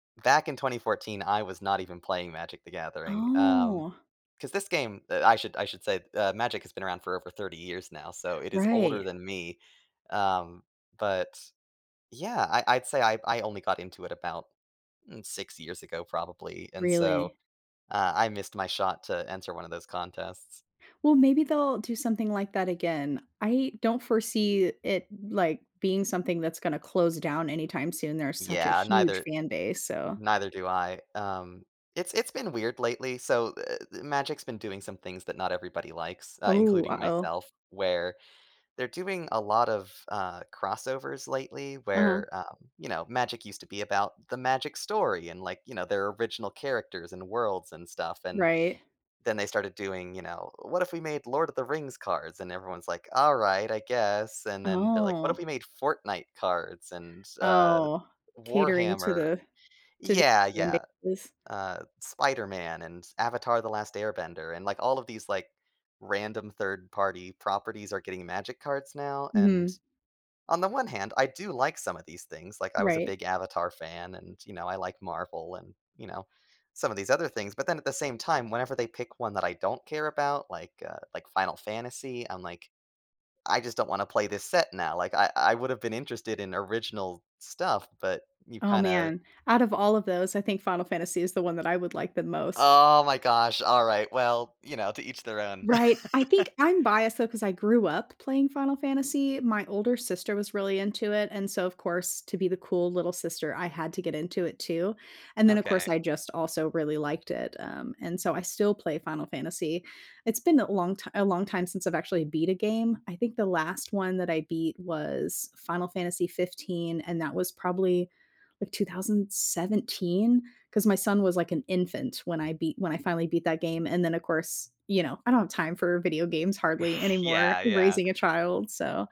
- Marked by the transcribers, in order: drawn out: "Oh"; drawn out: "Oh"; unintelligible speech; other background noise; laugh; other noise
- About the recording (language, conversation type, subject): English, unstructured, How do I explain a quirky hobby to someone who doesn't understand?